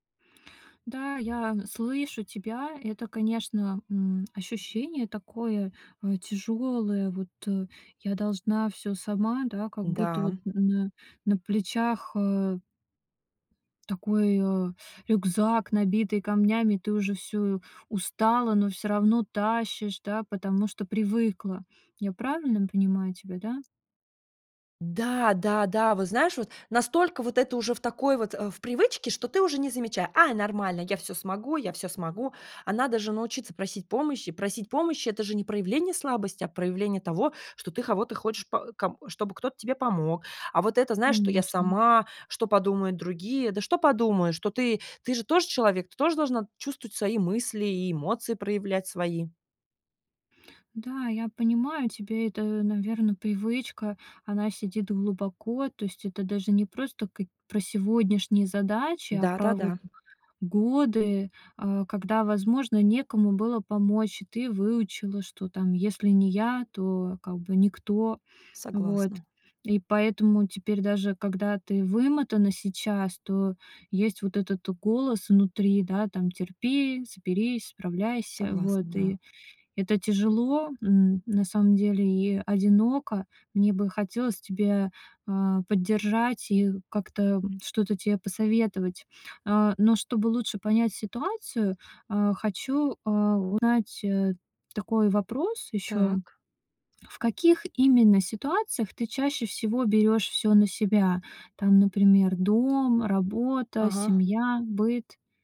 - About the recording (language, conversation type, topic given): Russian, advice, Как перестать брать на себя слишком много и научиться выстраивать личные границы?
- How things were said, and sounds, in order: other background noise; tapping